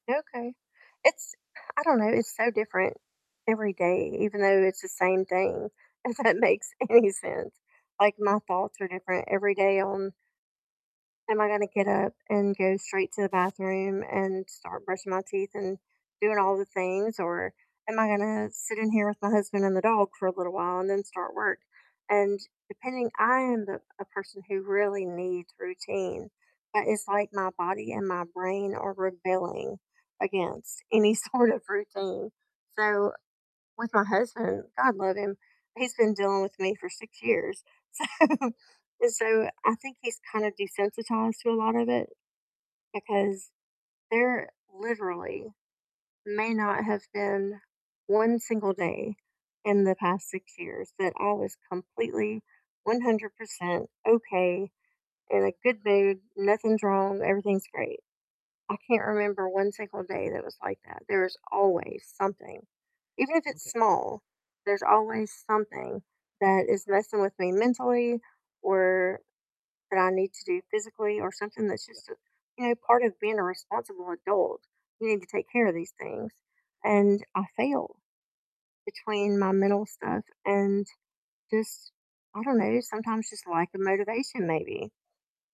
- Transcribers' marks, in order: laughing while speaking: "if that makes any sense"; static; laughing while speaking: "sort of"; laughing while speaking: "so"
- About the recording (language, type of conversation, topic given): English, unstructured, What simple habits help you feel happier every day?